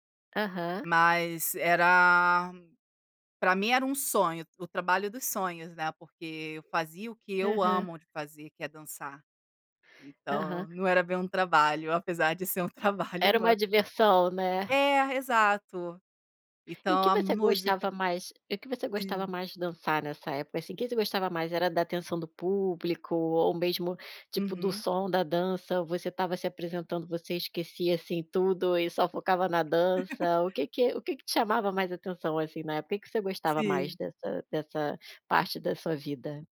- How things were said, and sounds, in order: other background noise; laugh
- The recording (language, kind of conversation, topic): Portuguese, podcast, O que mais te chama a atenção na dança, seja numa festa ou numa aula?